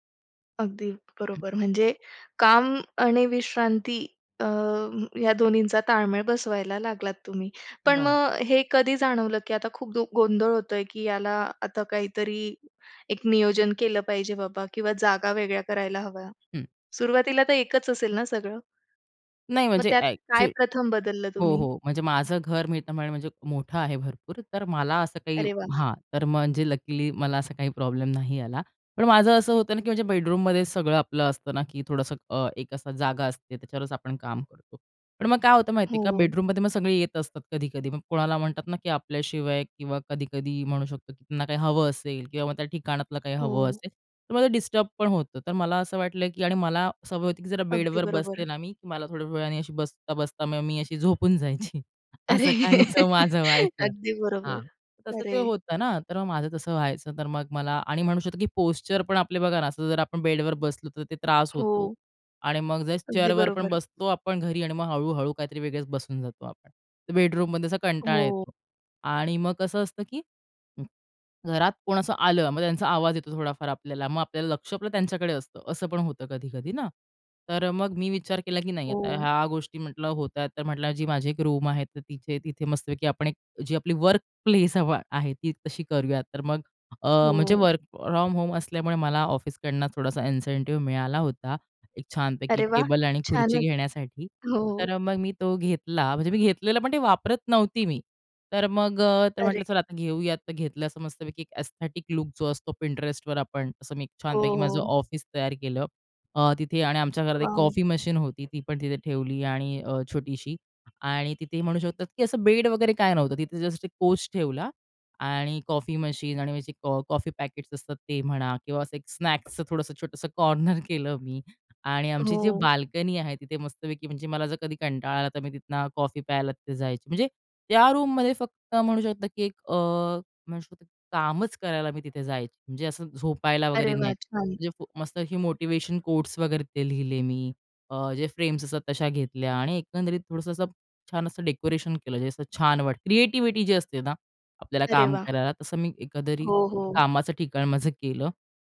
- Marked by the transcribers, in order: tapping; other background noise; laughing while speaking: "अरे!"; laugh; laughing while speaking: "जायची. असं काहीसं माझं व्हायचं"; in English: "चेअरवर"; other noise; in English: "वर्कप्लेस"; in English: "वर्क फ्रॉम होम"; in English: "इन्सेन्टिव्ह"; in English: "एस्थेटिक"; horn; laughing while speaking: "कॉर्नर"; in English: "कॉर्नर"
- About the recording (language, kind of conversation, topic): Marathi, podcast, काम आणि विश्रांतीसाठी घरात जागा कशी वेगळी करता?